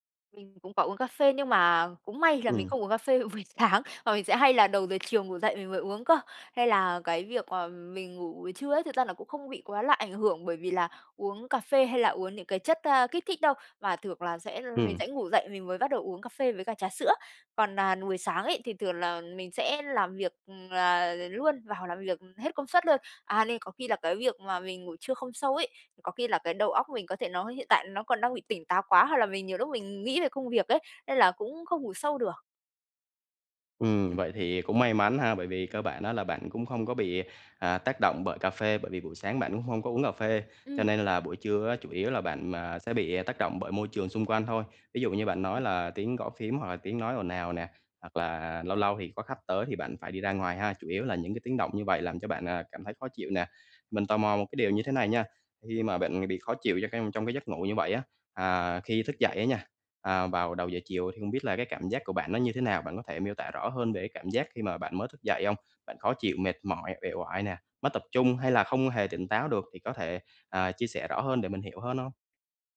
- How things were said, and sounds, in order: laughing while speaking: "buổi sáng"; tapping; unintelligible speech; other background noise
- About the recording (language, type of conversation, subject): Vietnamese, advice, Làm sao để không cảm thấy uể oải sau khi ngủ ngắn?
- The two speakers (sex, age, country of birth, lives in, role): female, 25-29, Vietnam, Vietnam, user; male, 25-29, Vietnam, Vietnam, advisor